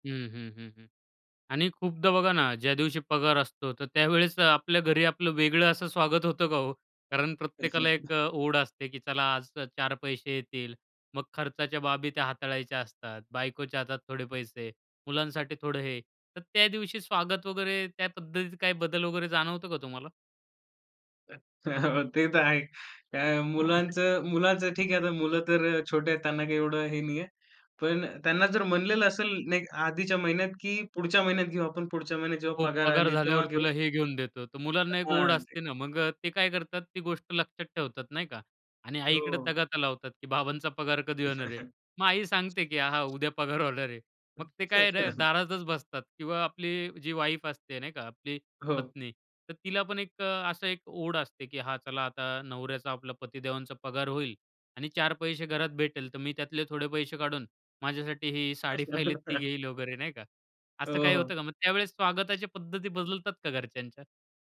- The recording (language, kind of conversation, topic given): Marathi, podcast, घरी परत आल्यावर तुझं स्वागत कसं व्हावं?
- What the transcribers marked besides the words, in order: chuckle; laughing while speaking: "हो, हो, ते तर आहे"; chuckle; laughing while speaking: "बाबांचा पगार कधी होणार आहे?"; chuckle; laughing while speaking: "उद्या पगार होणार आहे"; chuckle; in English: "वाईफ"; laughing while speaking: "साडी पहिली"; chuckle